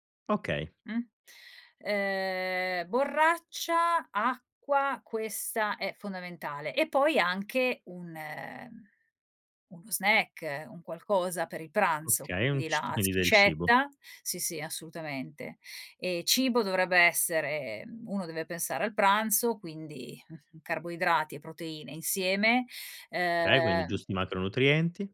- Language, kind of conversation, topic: Italian, podcast, Quali sono i tuoi consigli per preparare lo zaino da trekking?
- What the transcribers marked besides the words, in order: none